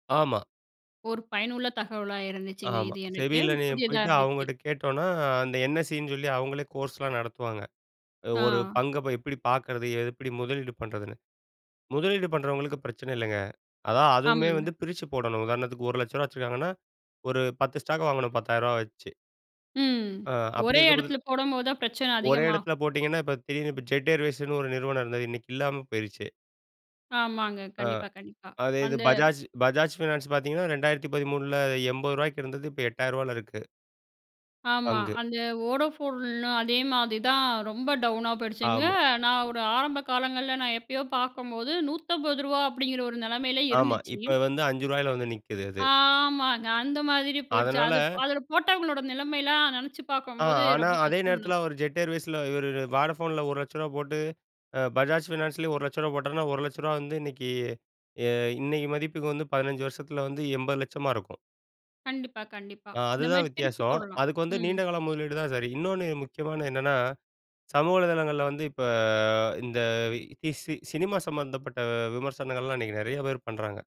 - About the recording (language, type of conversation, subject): Tamil, podcast, சமூக ஊடகங்களில் போலி அல்லது ஏமாற்றும் பிரபலர்களை எப்படிக் கண்டறியலாம்?
- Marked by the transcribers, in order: tapping; in English: "கோர்ஸ்லாம்"; other background noise; in English: "ஸ்டாக்"; other street noise; in English: "டவுனா"; other noise; drawn out: "இப்ப"